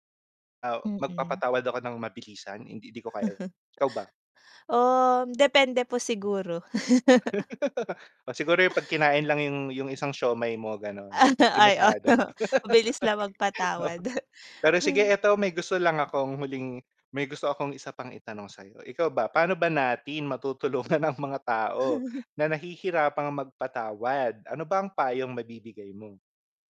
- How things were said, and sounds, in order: tapping; distorted speech; drawn out: "Um"; laugh; chuckle; laughing while speaking: "Ano, ay oo"; laugh; laughing while speaking: "Oo"; chuckle; laughing while speaking: "matutulungan ang mga tao"; chuckle
- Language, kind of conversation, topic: Filipino, unstructured, Ano ang kahalagahan ng pagpapatawad sa buhay?